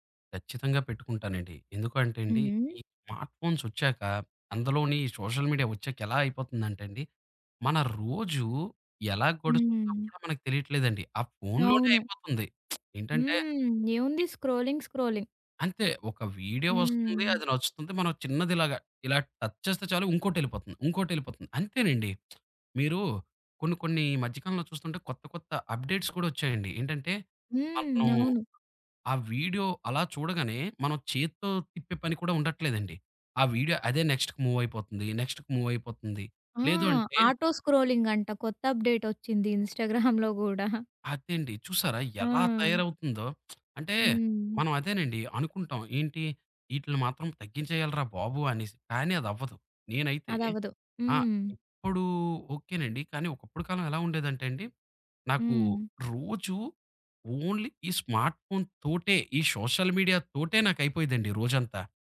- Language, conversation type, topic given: Telugu, podcast, స్మార్ట్‌ఫోన్‌లో మరియు సోషల్ మీడియాలో గడిపే సమయాన్ని నియంత్రించడానికి మీకు సరళమైన మార్గం ఏది?
- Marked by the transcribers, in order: in English: "స్మార్ట్"; in English: "సోషల్ మీడియా"; lip smack; in English: "స్క్రోలింగ్. స్క్రోలింగ్"; other background noise; in English: "టచ్"; tapping; in English: "అప్‌డేట్స్"; in English: "నెక్స్ట్‌కి"; in English: "నెక్స్ట్‌కి"; in English: "ఆటో"; laughing while speaking: "ఇన్‍స్టాగ్రామ్‍లో గూడా"; in English: "ఇన్‍స్టాగ్రామ్‍లో"; lip smack; in English: "ఓన్లీ"; in English: "స్మార్ట్"; in English: "సోషల్ మీడియా‌తోటే"